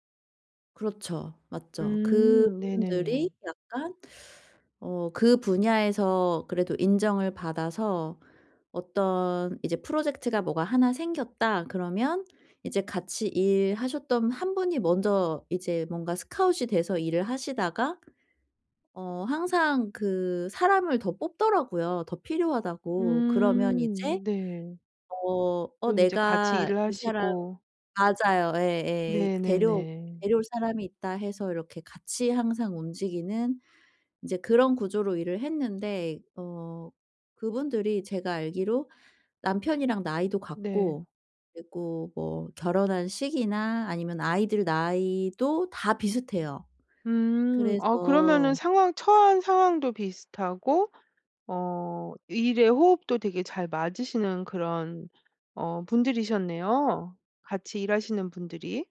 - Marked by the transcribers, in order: other background noise
- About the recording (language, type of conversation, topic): Korean, advice, 파트너의 불안과 걱정을 어떻게 하면 편안하게 덜어 줄 수 있을까요?